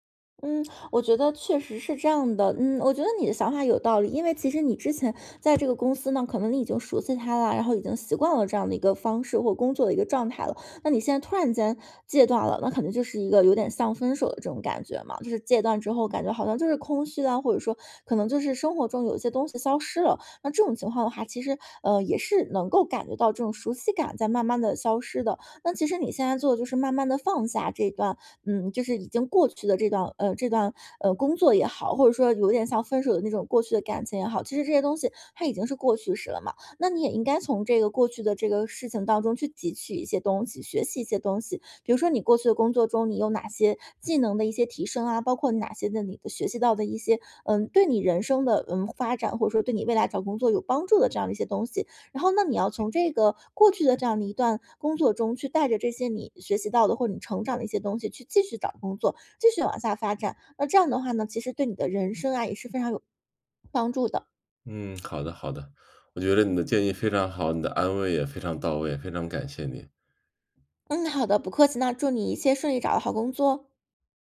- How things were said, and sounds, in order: other background noise
- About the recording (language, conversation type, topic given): Chinese, advice, 当熟悉感逐渐消失时，我该如何慢慢放下并适应？